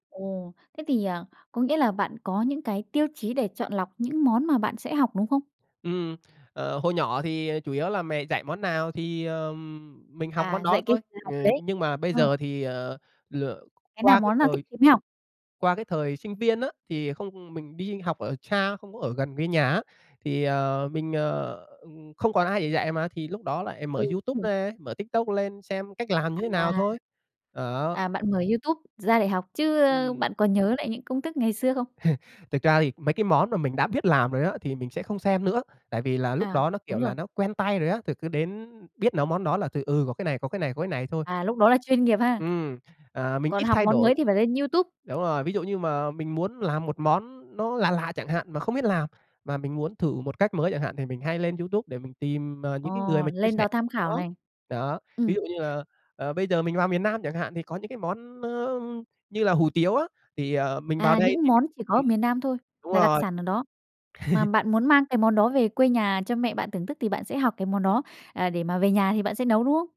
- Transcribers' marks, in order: tapping; laugh; other background noise; laugh
- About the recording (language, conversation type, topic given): Vietnamese, podcast, Gia đình bạn truyền bí quyết nấu ăn cho con cháu như thế nào?